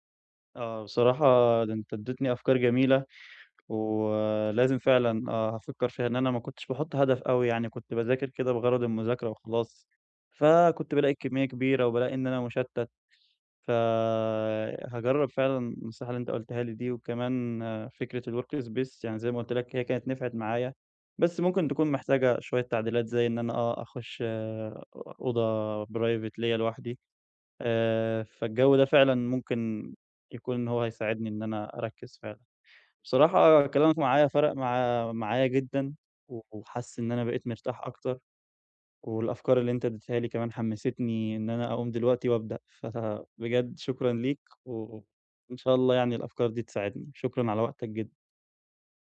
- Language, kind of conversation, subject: Arabic, advice, إزاي أقدر أدخل في حالة تدفّق وتركيز عميق؟
- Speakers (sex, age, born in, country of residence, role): male, 20-24, Egypt, Egypt, user; male, 30-34, Egypt, Germany, advisor
- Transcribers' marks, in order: tapping; in English: "الWork Space"; in English: "Private"